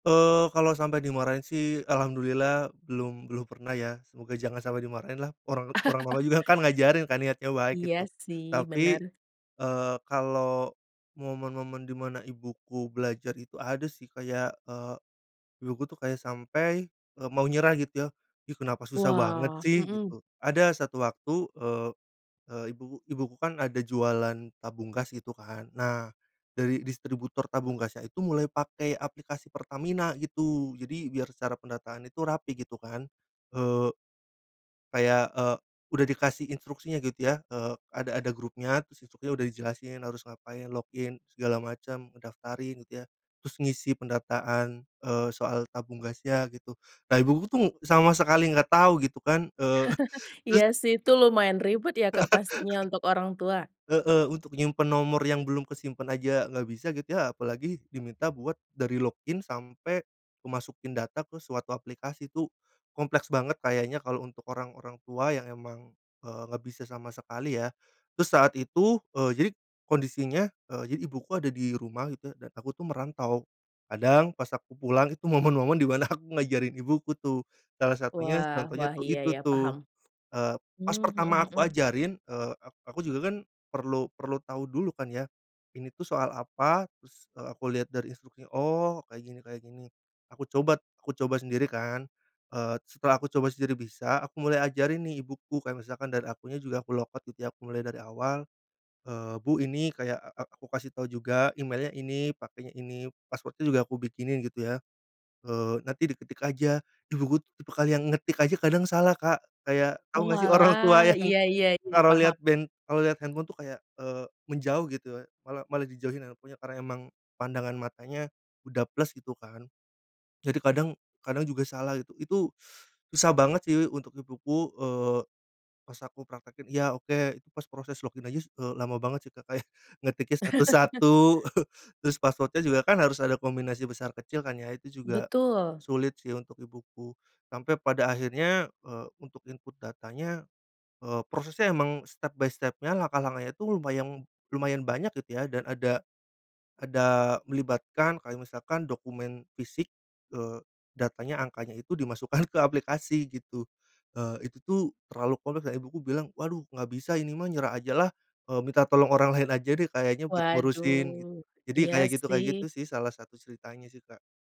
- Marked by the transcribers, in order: chuckle; chuckle; laughing while speaking: "eee"; laugh; laughing while speaking: "momen-momen di mana"; in English: "log out"; chuckle; in English: "step by stepnya"; laughing while speaking: "dimasukkan"
- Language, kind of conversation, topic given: Indonesian, podcast, Bagaimana cara Anda mengajari orang tua menggunakan gawai?